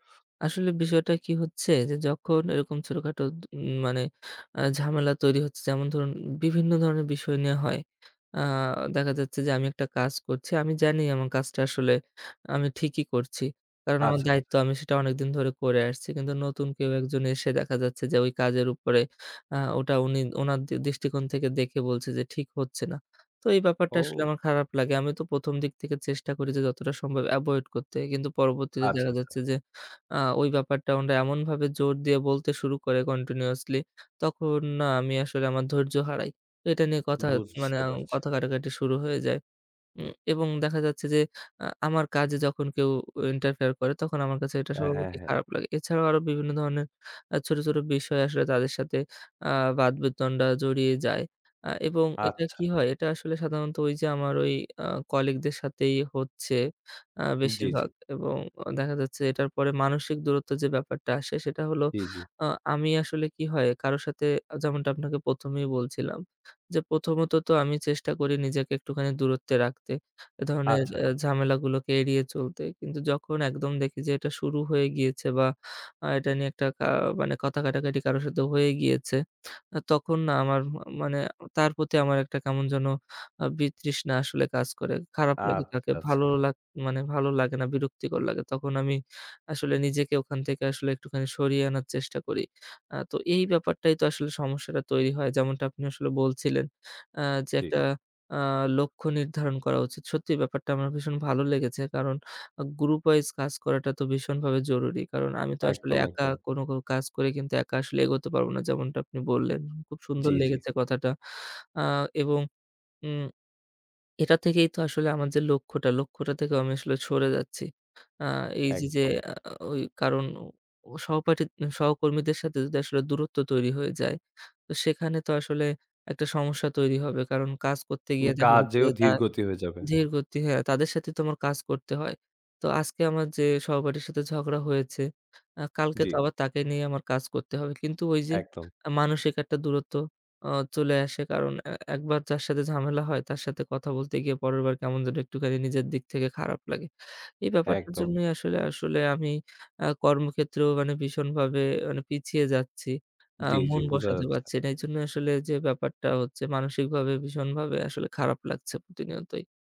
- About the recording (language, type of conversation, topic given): Bengali, advice, প্রতিদিনের ছোটখাটো তর্ক ও মানসিক দূরত্ব
- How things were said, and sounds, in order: other background noise; "স্বভাবতই" said as "সর্বদাই"; "বাদ-বিতন্ডা" said as "বাদ-বিদতন্ডা"; tapping